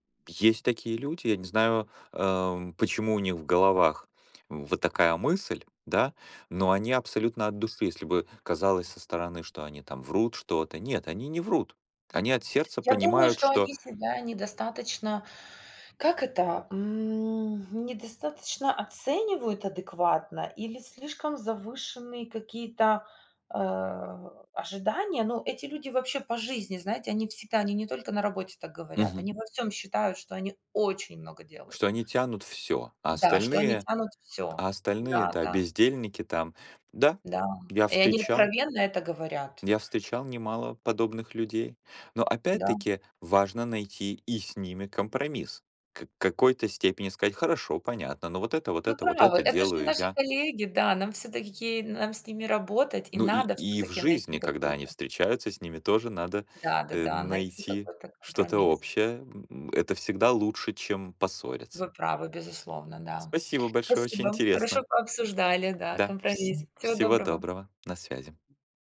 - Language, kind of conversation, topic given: Russian, unstructured, Когда стоит идти на компромисс в споре?
- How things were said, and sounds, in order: tapping; other background noise